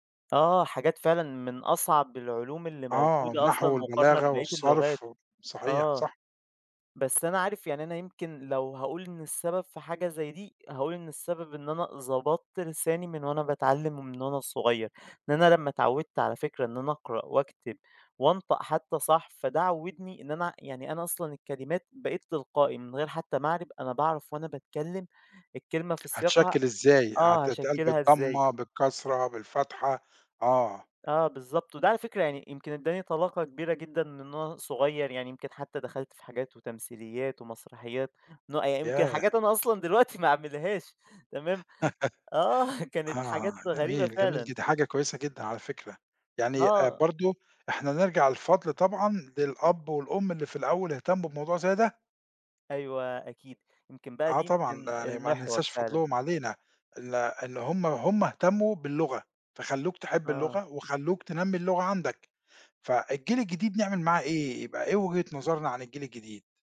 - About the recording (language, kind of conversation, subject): Arabic, podcast, إزاي نقدر نحافظ على العربيّة وسط الجيل الجديد؟
- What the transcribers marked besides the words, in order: laugh; laughing while speaking: "آه"